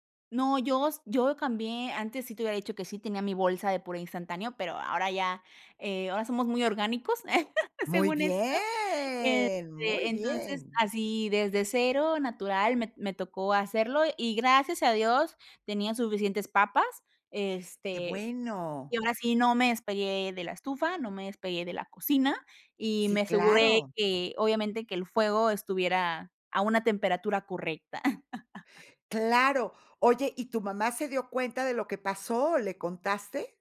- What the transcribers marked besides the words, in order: drawn out: "bien"; chuckle; other background noise; chuckle
- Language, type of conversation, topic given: Spanish, podcast, ¿Qué plan de respaldo tienes si algo se quema o falla?